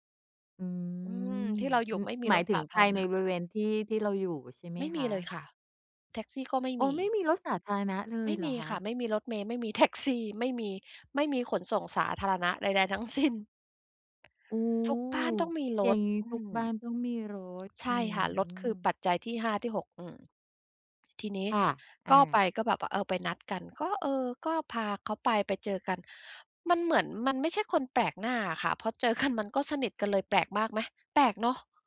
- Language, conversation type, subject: Thai, podcast, คุณเคยมีประสบการณ์นัดเจอเพื่อนที่รู้จักกันทางออนไลน์แล้วพบกันตัวจริงไหม?
- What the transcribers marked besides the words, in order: drawn out: "อืม"; tapping; other background noise